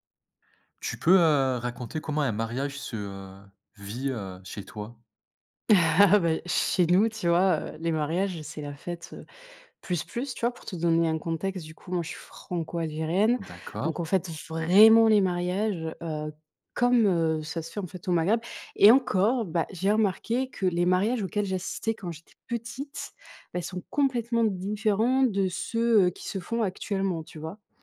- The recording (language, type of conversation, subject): French, podcast, Comment se déroule un mariage chez vous ?
- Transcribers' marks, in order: laugh; stressed: "vraiment"; tapping